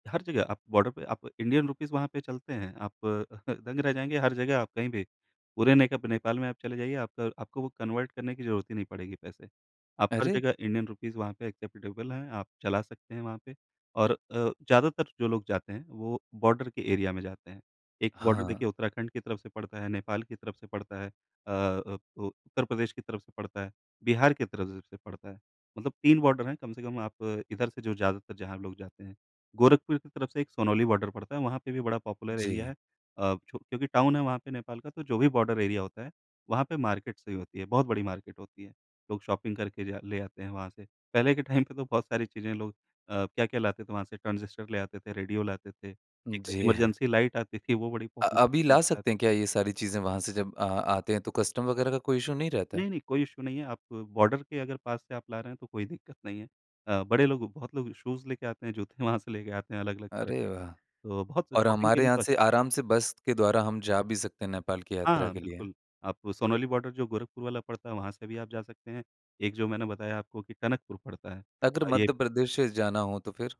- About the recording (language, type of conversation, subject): Hindi, podcast, अकेले यात्रा पर निकलने की आपकी सबसे बड़ी वजह क्या होती है?
- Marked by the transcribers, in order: in English: "बॉर्डर"; in English: "इंडियन रुपीज़"; chuckle; in English: "कन्वर्ट"; in English: "इंडियन रुपीज़"; in English: "एक्सेप्टेबल"; in English: "बॉर्डर"; in English: "एरिया"; in English: "बॉर्डर"; in English: "बॉर्डर"; in English: "बॉर्डर"; in English: "पॉपुलर एरिया"; in English: "टाउन"; in English: "बॉर्डर एरिया"; in English: "मार्केट"; in English: "मार्केट"; in English: "शॉपिंग"; laughing while speaking: "टाइम"; in English: "टाइम"; in English: "पॉपुलर"; unintelligible speech; in English: "कस्टम"; in English: "इश्यू"; in English: "इश्यू"; in English: "बॉर्डर"; in English: "शूज़"; laughing while speaking: "जूते वहाँ"; in English: "शॉपिंग"; in English: "बॉर्डर"